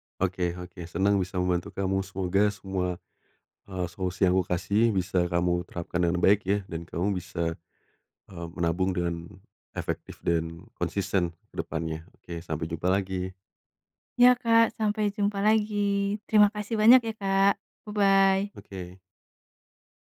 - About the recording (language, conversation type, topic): Indonesian, advice, Bagaimana rasanya hidup dari gajian ke gajian tanpa tabungan darurat?
- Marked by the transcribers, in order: in English: "bye-bye"